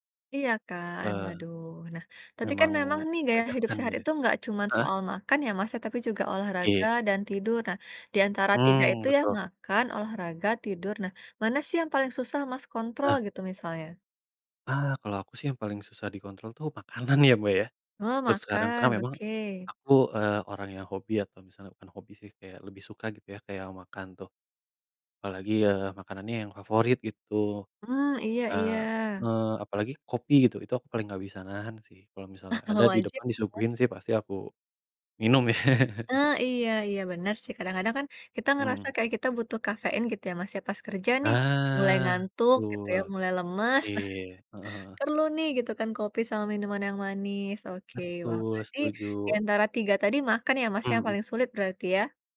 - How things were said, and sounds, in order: laughing while speaking: "makanan"; tapping; chuckle; chuckle
- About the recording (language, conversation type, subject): Indonesian, unstructured, Apa tantangan terbesar saat mencoba menjalani hidup sehat?